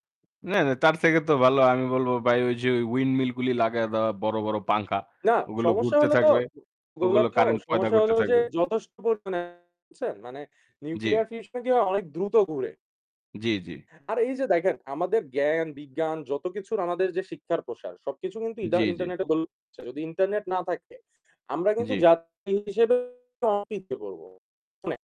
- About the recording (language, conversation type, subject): Bengali, unstructured, ইন্টারনেট ছাড়া জীবন কেমন হতে পারে?
- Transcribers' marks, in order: "ভাই" said as "বাই"; "গুলো" said as "গুলি"; distorted speech; "তৈরি" said as "পয়দা"; unintelligible speech; unintelligible speech